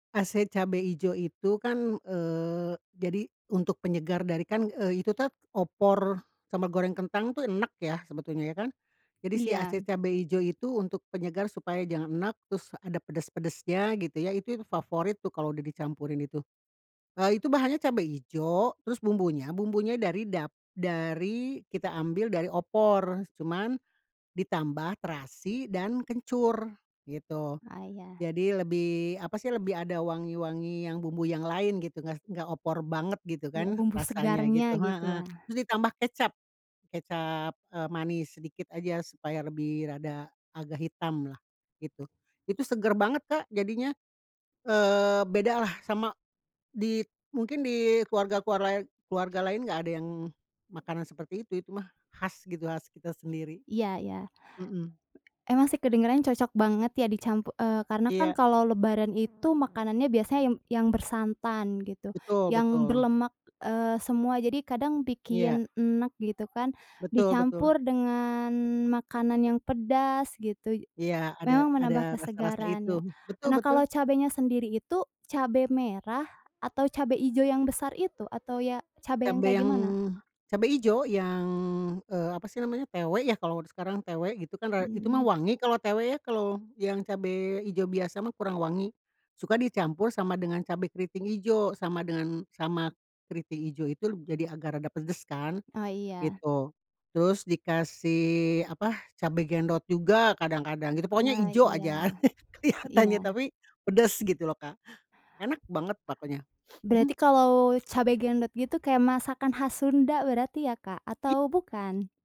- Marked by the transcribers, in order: tapping; other background noise; chuckle; laughing while speaking: "kelihatannya"; chuckle
- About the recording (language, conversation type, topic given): Indonesian, podcast, Apa satu tradisi keluarga yang selalu kamu jalani, dan seperti apa biasanya tradisi itu berlangsung?